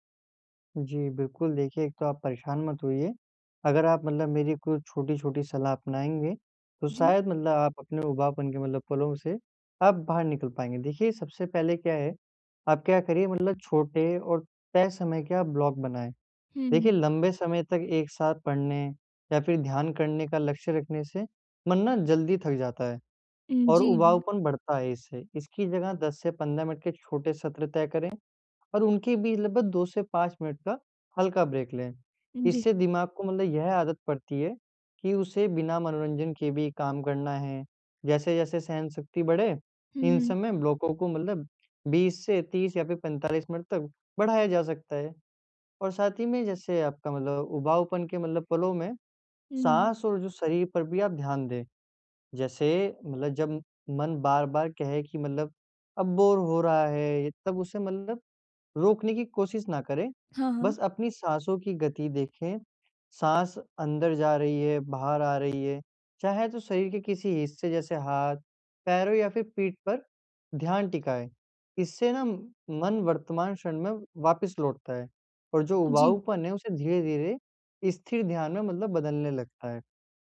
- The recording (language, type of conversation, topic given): Hindi, advice, क्या उबाऊपन को अपनाकर मैं अपना ध्यान और गहरी पढ़ाई की क्षमता बेहतर कर सकता/सकती हूँ?
- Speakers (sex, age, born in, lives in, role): female, 20-24, India, India, user; male, 18-19, India, India, advisor
- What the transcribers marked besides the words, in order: in English: "ब्लॉक"; tapping; in English: "ब्रेक"; in English: "बोर"